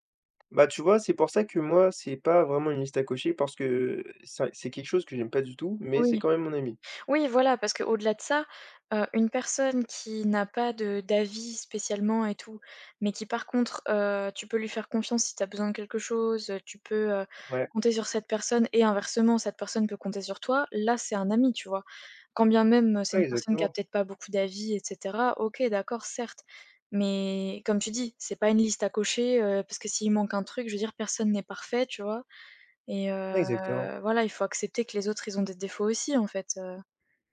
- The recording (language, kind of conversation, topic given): French, unstructured, Quelle qualité apprécies-tu le plus chez tes amis ?
- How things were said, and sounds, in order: drawn out: "heu"